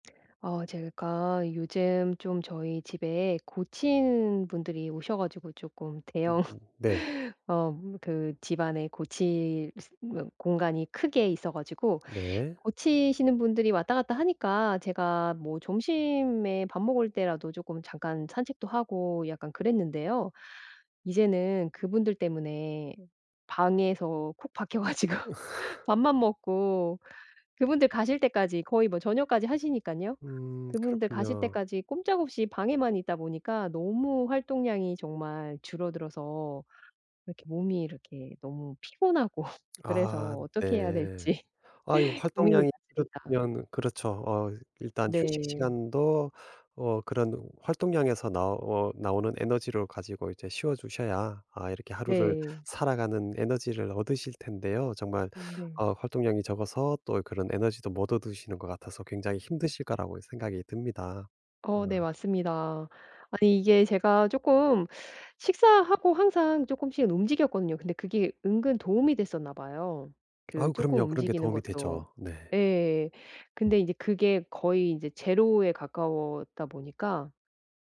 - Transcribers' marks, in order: laughing while speaking: "대형"; tapping; laughing while speaking: "콕 박혀 가지고"; laugh; other background noise; laughing while speaking: "피곤하고"; laughing while speaking: "될지"
- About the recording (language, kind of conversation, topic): Korean, advice, 요즘 하루 활동량이 너무 적어서 낮에 쉽게 피곤해지는데, 어떻게 하면 활동량을 늘리고 에너지를 회복할 수 있을까요?